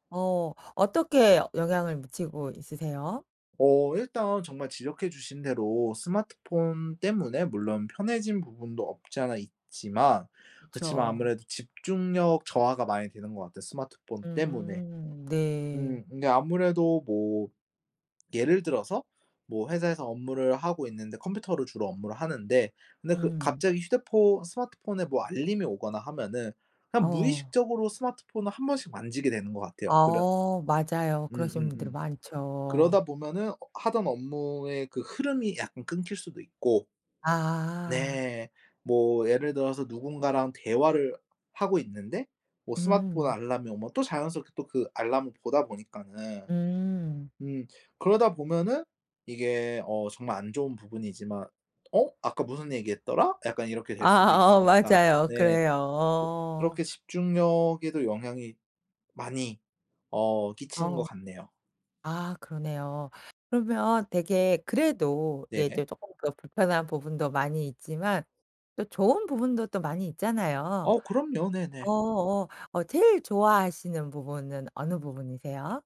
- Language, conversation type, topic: Korean, podcast, 요즘 스마트폰 사용 습관을 어떻게 설명해 주시겠어요?
- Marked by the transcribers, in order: tapping; other background noise; laughing while speaking: "아 어 맞아요"